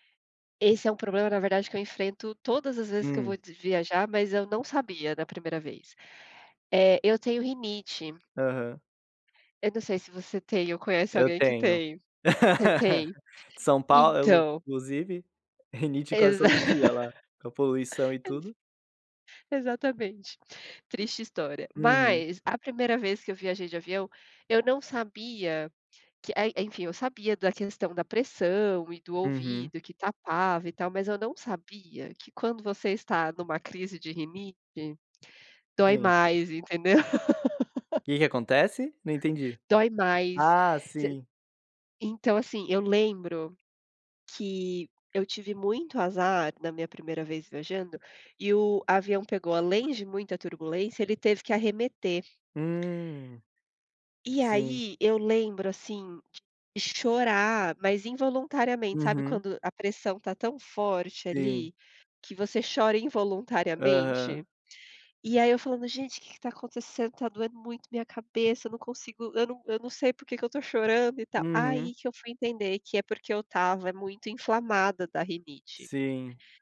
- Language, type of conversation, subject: Portuguese, unstructured, Qual dica você daria para quem vai viajar pela primeira vez?
- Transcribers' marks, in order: other background noise; laugh; laugh; laugh; tapping